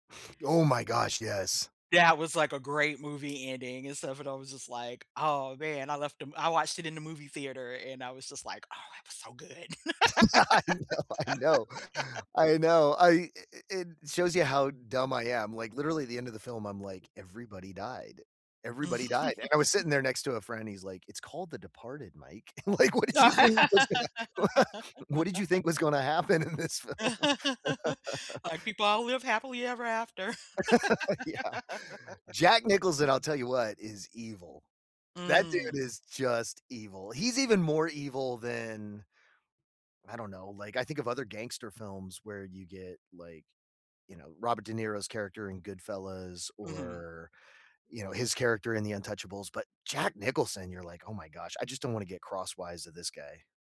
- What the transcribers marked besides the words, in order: other background noise; laughing while speaking: "Yeah, I know, I know"; laugh; laugh; laugh; laughing while speaking: "Like, what did you think was gonna wha"; laugh; laughing while speaking: "happen in this film?"; laugh; laugh; laughing while speaking: "Yeah"; laugh; stressed: "Jack"
- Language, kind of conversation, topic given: English, unstructured, What is a memorable scene or moment from a movie or TV show?